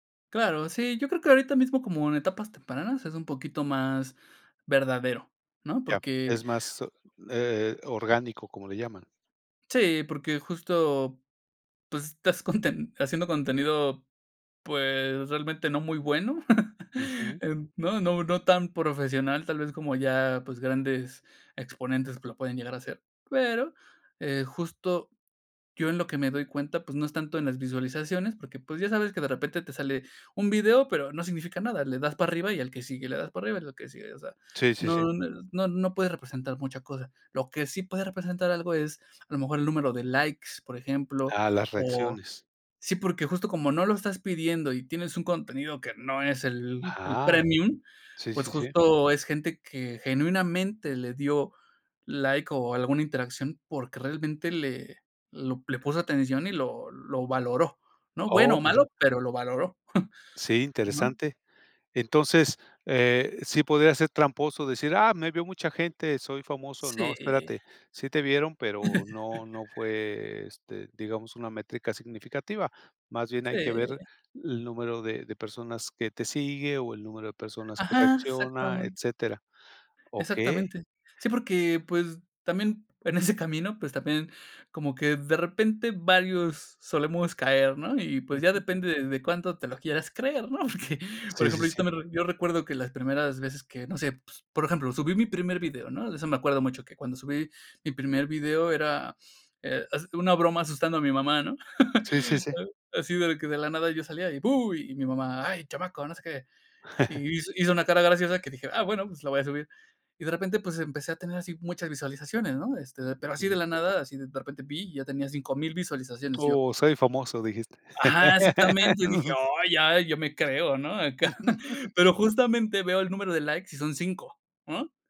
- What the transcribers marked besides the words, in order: chuckle; chuckle; laugh; chuckle; chuckle; chuckle; laugh; laugh; chuckle
- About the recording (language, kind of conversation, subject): Spanish, podcast, ¿Qué señales buscas para saber si tu audiencia está conectando?